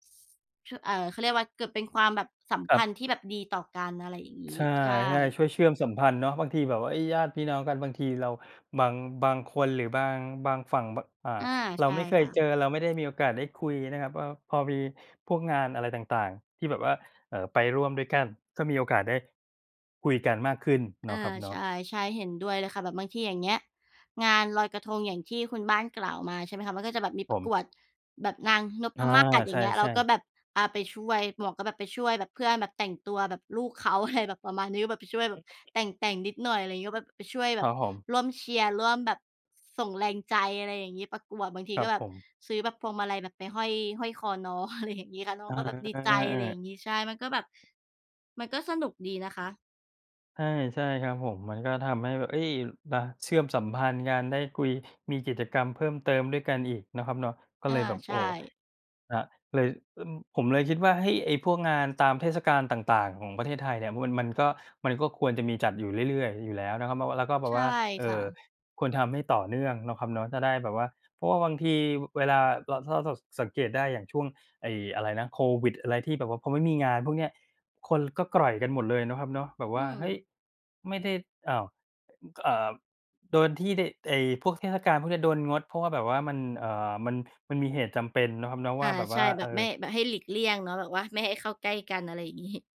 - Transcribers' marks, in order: laughing while speaking: "อะไร"; laughing while speaking: "อะไรอย่างงี้ค่ะ"; laughing while speaking: "งี้"
- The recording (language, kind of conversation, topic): Thai, unstructured, ทำไมการมีงานวัดหรืองานชุมชนถึงทำให้คนมีความสุข?